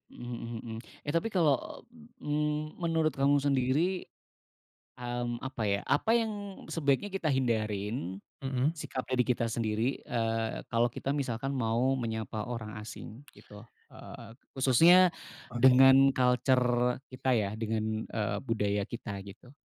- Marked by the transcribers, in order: other background noise; other noise
- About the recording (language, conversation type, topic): Indonesian, podcast, Bagaimana cara memulai obrolan dengan orang asing?